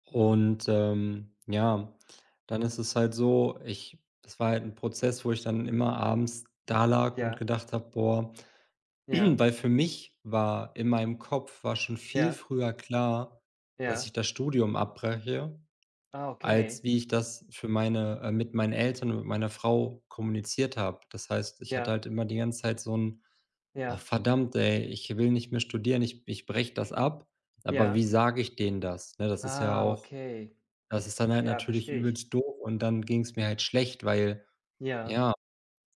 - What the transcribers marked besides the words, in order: other background noise; throat clearing; drawn out: "Ah"
- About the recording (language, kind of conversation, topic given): German, unstructured, Was hält dich nachts wach, wenn du an die Zukunft denkst?